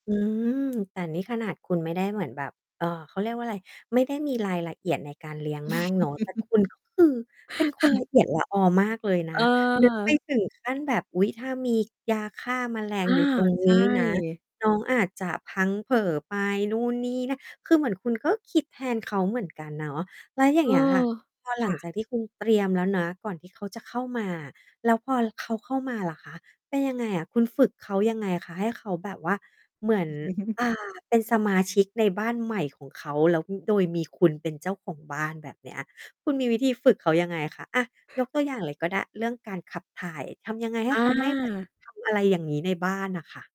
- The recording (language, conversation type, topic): Thai, podcast, ชุมชนควรต้อนรับคนมาใหม่อย่างไร?
- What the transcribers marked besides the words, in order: tapping; chuckle; distorted speech; chuckle; other background noise; chuckle